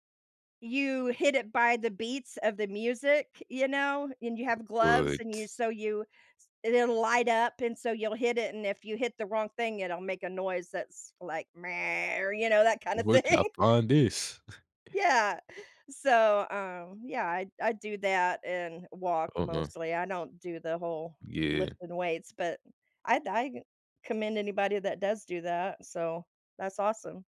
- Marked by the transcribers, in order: other background noise; other noise; laughing while speaking: "of thing"; chuckle
- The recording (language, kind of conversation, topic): English, unstructured, What small daily habit brings you the most happiness?